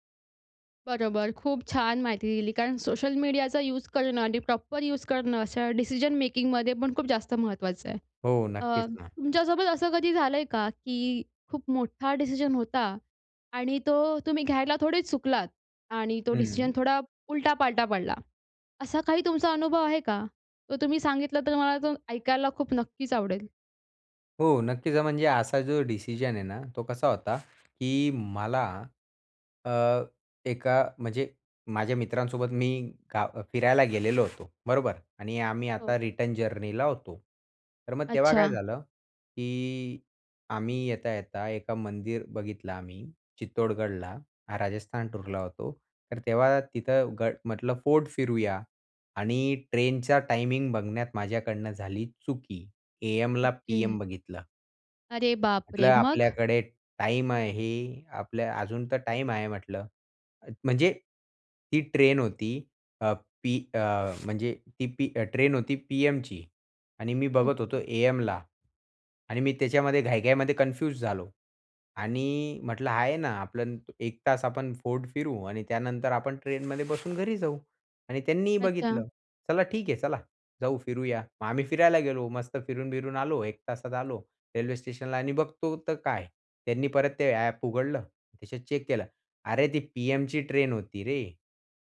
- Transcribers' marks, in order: other background noise; in English: "प्रॉपर यूज"; in English: "डिसिजन मेकिंगमध्येपण"; in English: "रिटर्न जर्नीला"; in English: "फोर्ड"; in English: "कन्फ्यूज"
- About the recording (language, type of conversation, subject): Marathi, podcast, खूप पर्याय असताना तुम्ही निवड कशी करता?